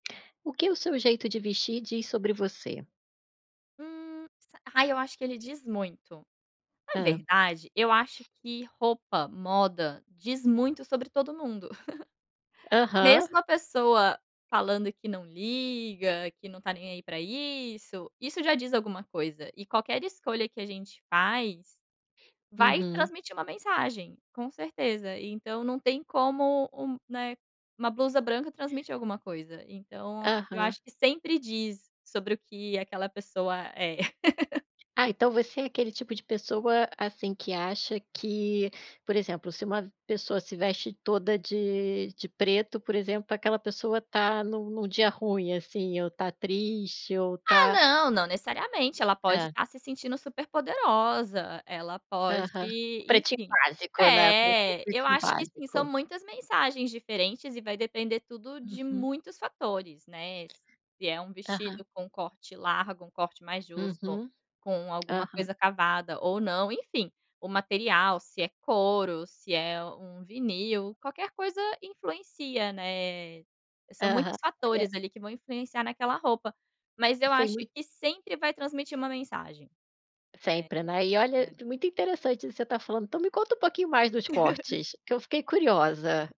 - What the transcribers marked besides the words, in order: tapping; laugh; laugh; unintelligible speech; laugh
- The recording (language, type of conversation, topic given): Portuguese, podcast, O que o seu jeito de vestir diz sobre você?